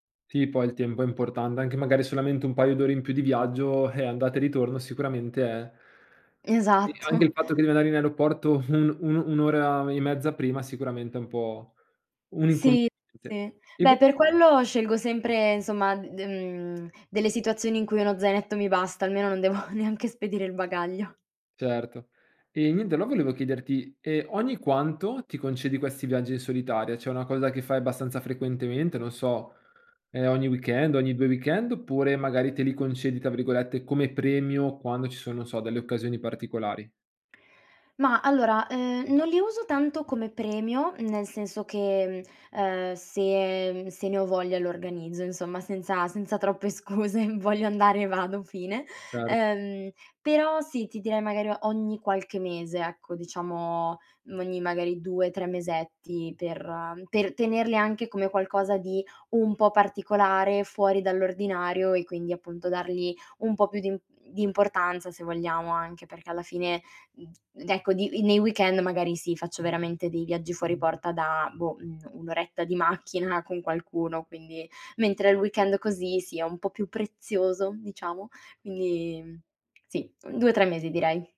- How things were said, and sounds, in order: laughing while speaking: "Esatto"; laughing while speaking: "un"; laughing while speaking: "devo"; "Cioè" said as "ceh"; laughing while speaking: "scuse"; "ecco" said as "decco"
- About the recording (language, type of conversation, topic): Italian, podcast, Come ti prepari prima di un viaggio in solitaria?